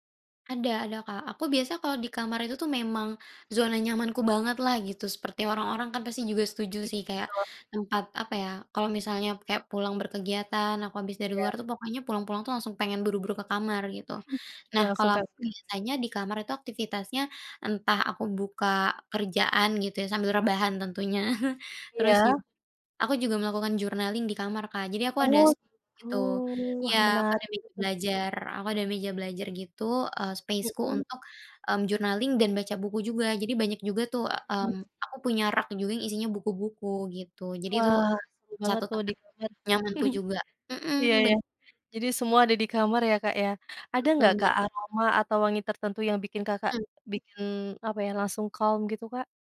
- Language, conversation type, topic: Indonesian, podcast, Bagaimana cara kamu membuat kamar menjadi tempat yang nyaman untuk bersantai?
- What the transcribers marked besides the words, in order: tapping; chuckle; other background noise; chuckle; in English: "journaling"; in English: "space-ku"; in English: "journaling"; chuckle; in English: "calm"